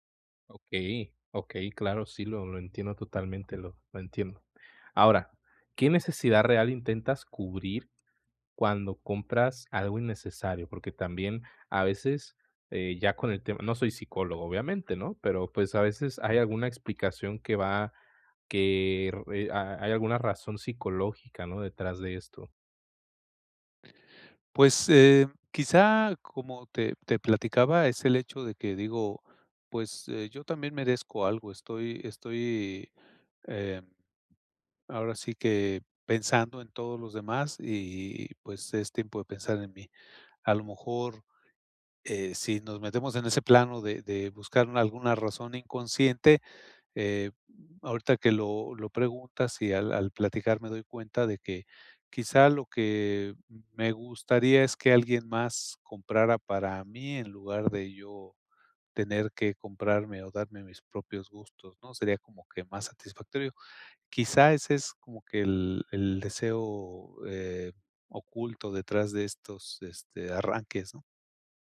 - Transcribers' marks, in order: tapping
- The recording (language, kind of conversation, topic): Spanish, advice, ¿Cómo puedo evitar las compras impulsivas y el gasto en cosas innecesarias?